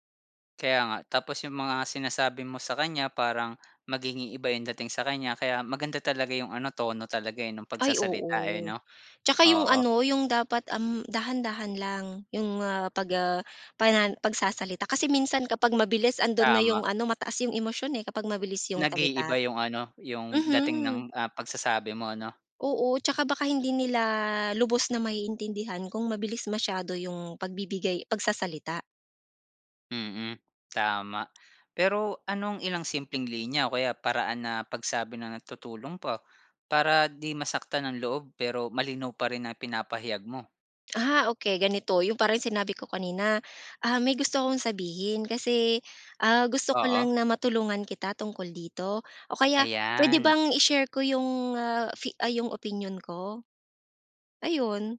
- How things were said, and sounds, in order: tapping; other background noise
- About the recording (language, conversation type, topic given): Filipino, podcast, Paano ka nagbibigay ng puna nang hindi nasasaktan ang loob ng kausap?